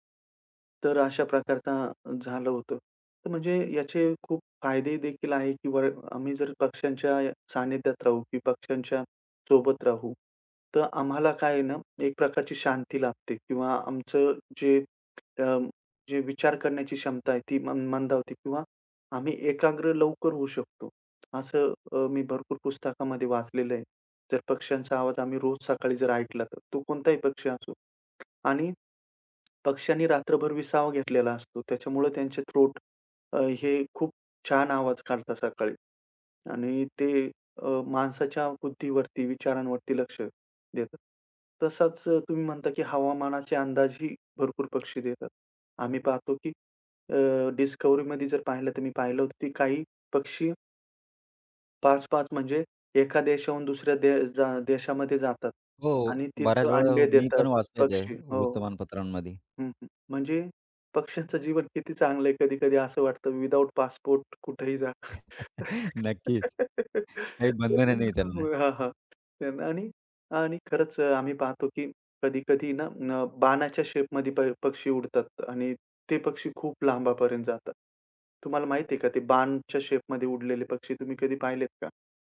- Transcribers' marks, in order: tapping; in English: "थ्रोट"; other background noise; in English: "विथआऊट पासपोर्ट"; chuckle; laughing while speaking: "नक्कीच"; laugh; laughing while speaking: "हां, हां त्याना आणि"
- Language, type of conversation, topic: Marathi, podcast, पक्ष्यांच्या आवाजांवर लक्ष दिलं तर काय बदल होतो?